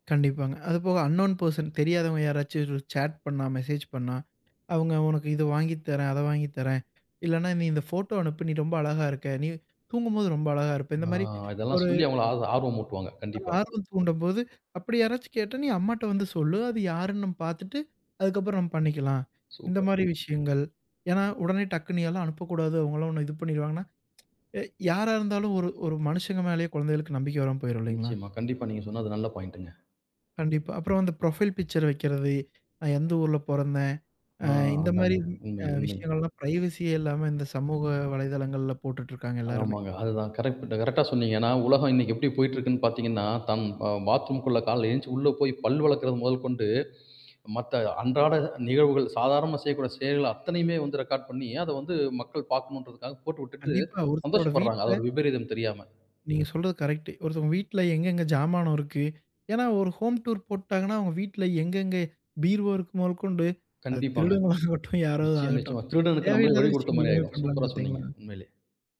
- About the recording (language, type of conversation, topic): Tamil, podcast, குழந்தைகளின் டிஜிட்டல் பழக்கங்களை நீங்கள் எப்படி வழிநடத்துவீர்கள்?
- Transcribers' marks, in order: in English: "அன்னவுன் பெர்சன்"; in English: "சாட்"; in English: "மெசேஜ்"; other background noise; gasp; tsk; in English: "பாயிண்ட்டுங்க"; in English: "புரொஃபைல் பிக்சர்"; in English: "பிரைவசியே"; in English: "ரெக்கார்ட்"; in English: "ஹோம் டூர்"; laughing while speaking: "திருடர்களாகட்டும்"